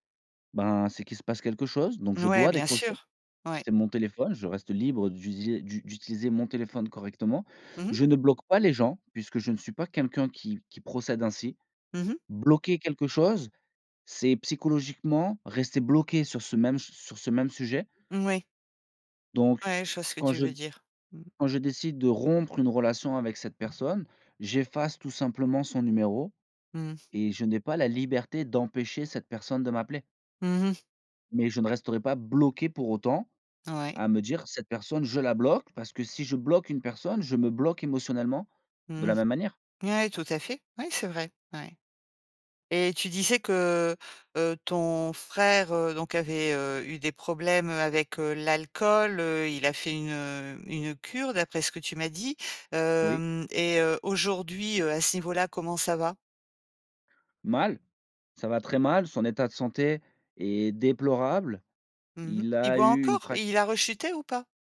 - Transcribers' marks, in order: stressed: "dois"; "utiliser" said as "udiser"; other background noise; tapping; stressed: "bloqué"
- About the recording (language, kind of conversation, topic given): French, podcast, Comment reconnaître ses torts et s’excuser sincèrement ?